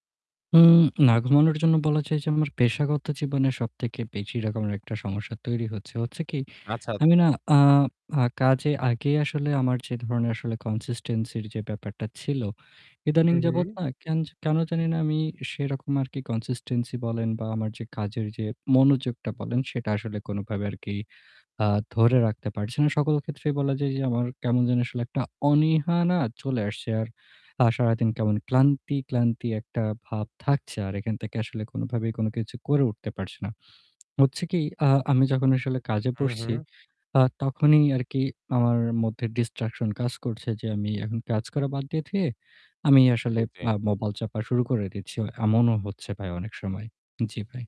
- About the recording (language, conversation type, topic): Bengali, advice, আমি কীভাবে ফোন ও অ্যাপের বিভ্রান্তি কমিয়ে মনোযোগ ধরে রাখতে পারি?
- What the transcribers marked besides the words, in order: static; in English: "consistency"; in English: "consistency"; in English: "distraction"; "রেখে" said as "থুয়ে"